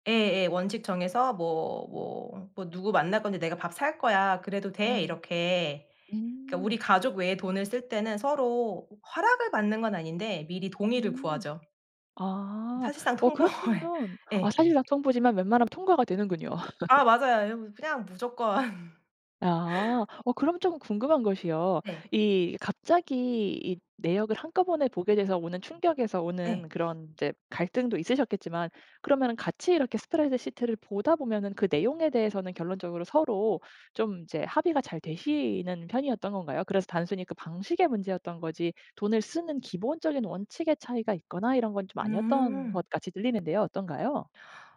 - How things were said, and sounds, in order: other background noise; laughing while speaking: "통보해"; tapping; laugh; laughing while speaking: "무조건"
- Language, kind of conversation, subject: Korean, podcast, 돈 문제로 갈등이 생기면 보통 어떻게 해결하시나요?